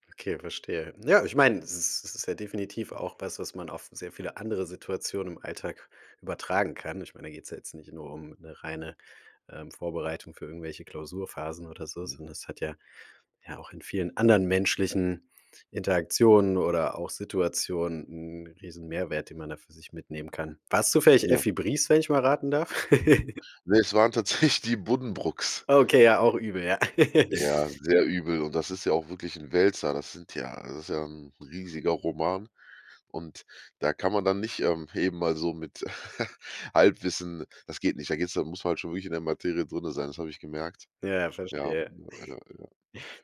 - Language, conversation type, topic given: German, podcast, Was hilft dir, aus einem Fehler eine Lektion zu machen?
- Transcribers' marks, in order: put-on voice: "Ne"; chuckle; laughing while speaking: "tatsächlich"; chuckle; chuckle; chuckle